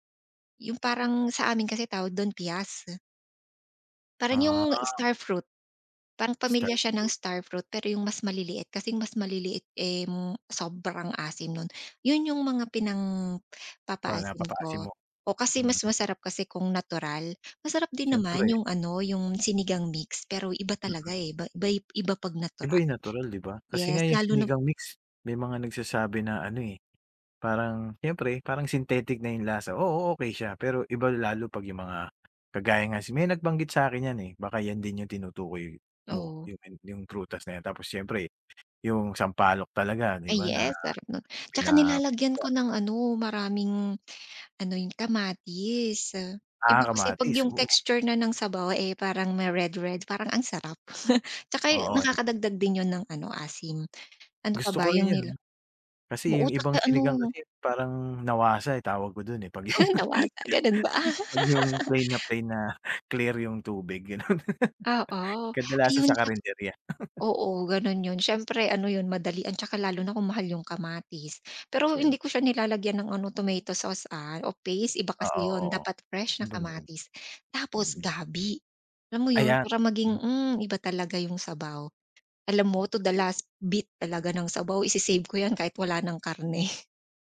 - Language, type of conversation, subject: Filipino, podcast, Paano mo inilalarawan ang paborito mong pagkaing pampagaan ng pakiramdam, at bakit ito espesyal sa iyo?
- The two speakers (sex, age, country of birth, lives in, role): female, 55-59, Philippines, Philippines, guest; male, 45-49, Philippines, Philippines, host
- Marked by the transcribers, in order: drawn out: "Ah"; tapping; other background noise; drawn out: "kamatis"; chuckle; chuckle; laughing while speaking: "NA-WA-SA ganun ba?"; laughing while speaking: "tawag ko dun eh 'pag … Kadalasan sa karinderya"; laugh; unintelligible speech; laughing while speaking: "karne"